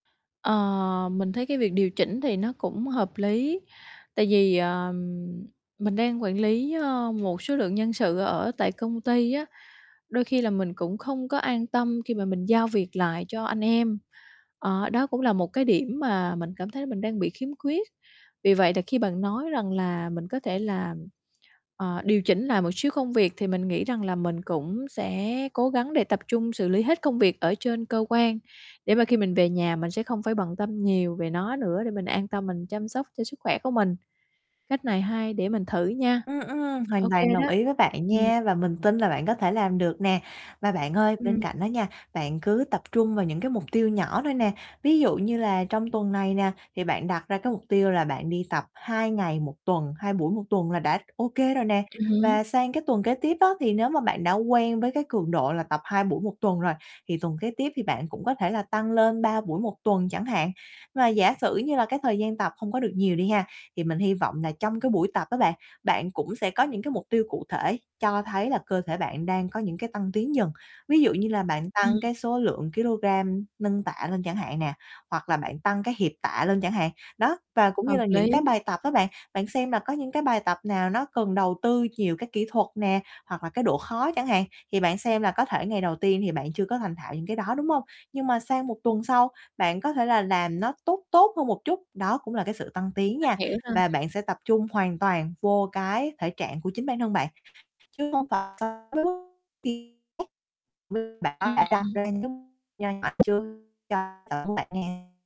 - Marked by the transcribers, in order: other background noise; tapping; distorted speech; unintelligible speech
- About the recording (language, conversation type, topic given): Vietnamese, advice, Làm sao để cân bằng thời gian và bắt đầu tập luyện?